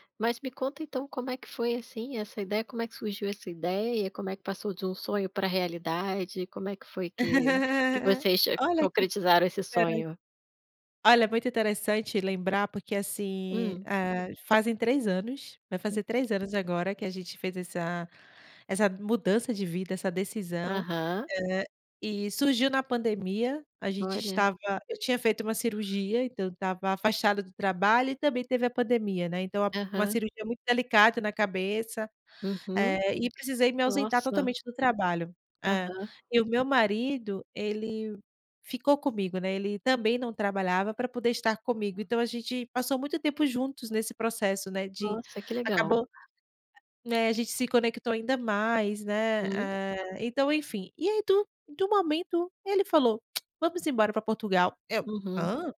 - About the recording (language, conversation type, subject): Portuguese, podcast, Como você decide quando seguir um sonho ou ser mais prático?
- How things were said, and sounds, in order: laugh; other noise; tongue click